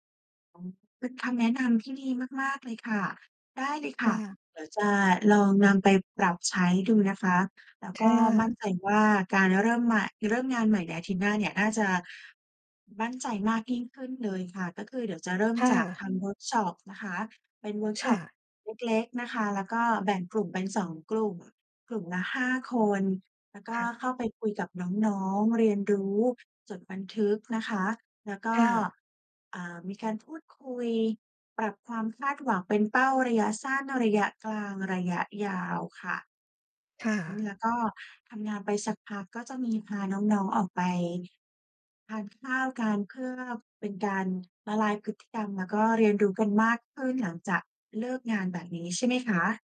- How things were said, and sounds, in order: none
- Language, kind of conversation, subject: Thai, advice, เริ่มงานใหม่แล้วกลัวปรับตัวไม่ทัน